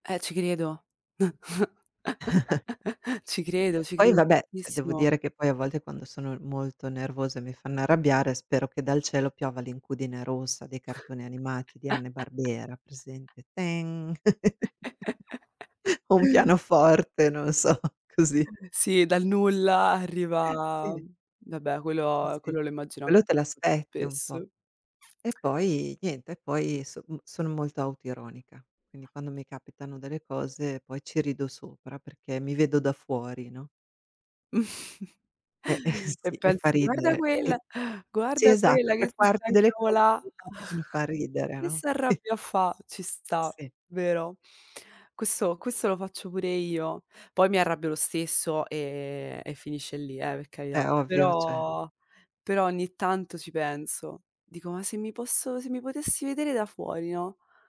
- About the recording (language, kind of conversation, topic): Italian, unstructured, Qual è un momento in cui ti sei sentito davvero felice?
- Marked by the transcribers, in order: chuckle; "tantissimo" said as "issimo"; chuckle; chuckle; laughing while speaking: "so"; chuckle; unintelligible speech; chuckle; chuckle; laughing while speaking: "qui"